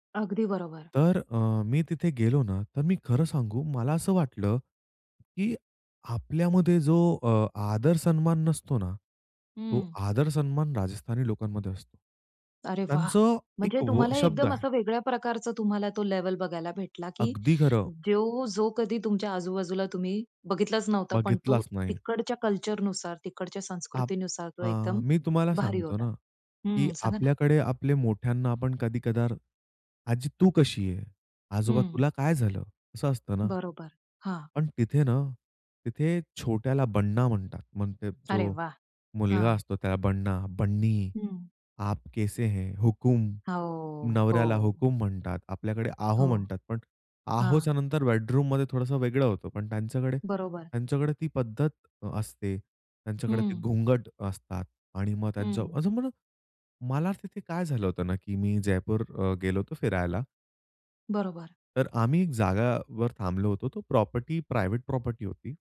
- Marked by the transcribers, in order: in English: "कल्चरनुसार"; other background noise; in Hindi: "आप कैसे हैं"; drawn out: "हो"; in English: "प्रॉपर्टी, प्रायव्हेट प्रॉपर्टी"
- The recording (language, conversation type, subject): Marathi, podcast, प्रवासात वेगळी संस्कृती अनुभवताना तुम्हाला कसं वाटलं?